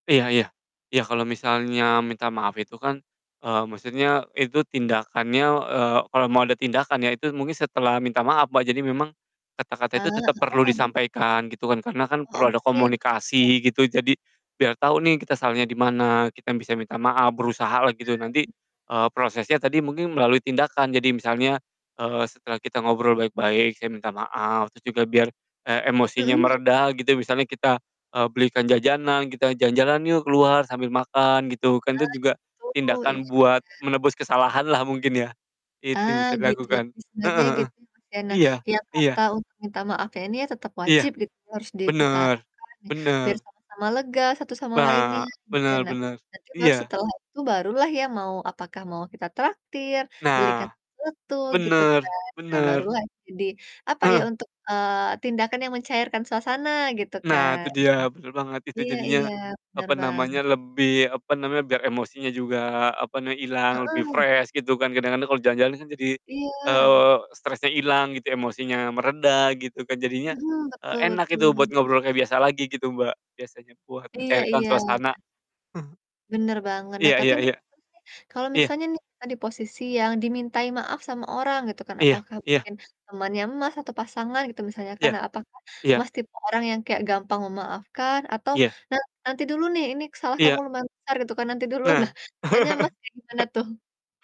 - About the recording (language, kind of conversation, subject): Indonesian, unstructured, Bagaimana menurutmu cara terbaik untuk meminta maaf?
- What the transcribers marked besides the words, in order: distorted speech; in English: "fresh"; unintelligible speech; chuckle; chuckle